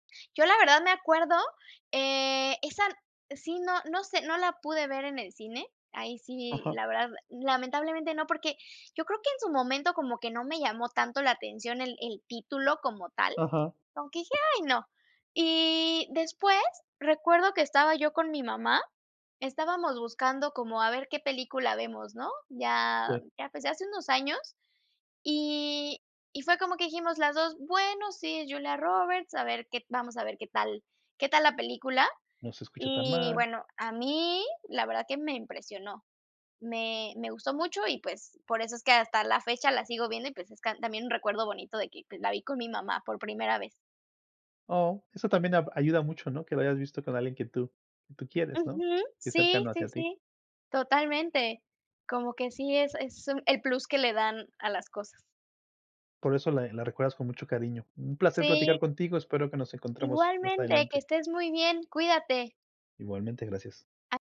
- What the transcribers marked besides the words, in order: tapping; other background noise
- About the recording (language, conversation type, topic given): Spanish, unstructured, ¿Cuál es tu película favorita y por qué te gusta tanto?